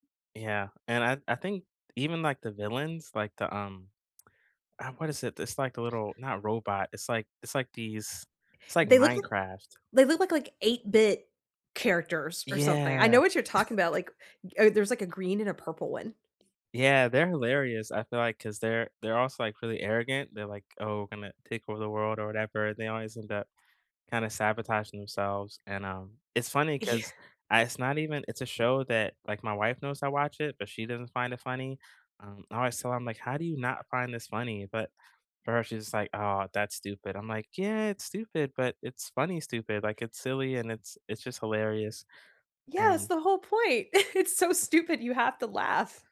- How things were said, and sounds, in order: tapping; cough; other background noise; laughing while speaking: "Yeah"; chuckle; laughing while speaking: "It's so stupid"
- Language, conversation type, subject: English, unstructured, Which TV shows or movies do you rewatch for comfort?